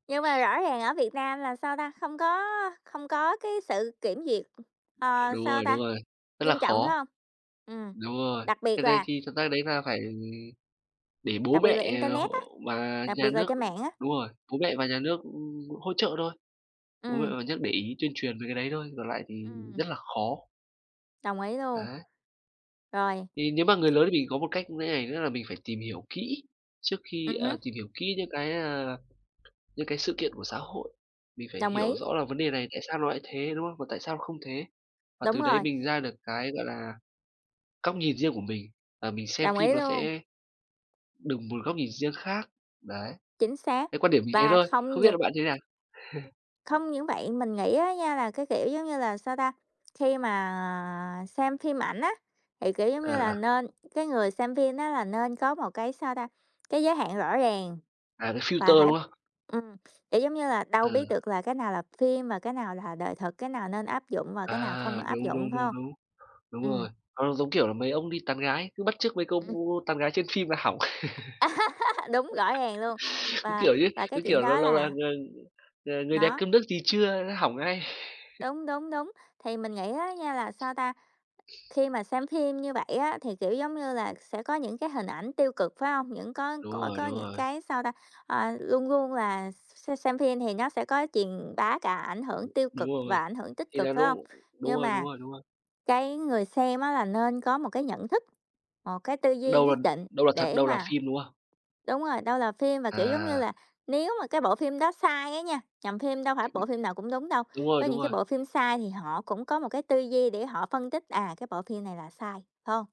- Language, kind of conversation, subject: Vietnamese, unstructured, Bạn có lo rằng phim ảnh đang làm gia tăng sự lo lắng và sợ hãi trong xã hội không?
- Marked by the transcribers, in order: tapping; other noise; other background noise; chuckle; in English: "filter"; laugh; laugh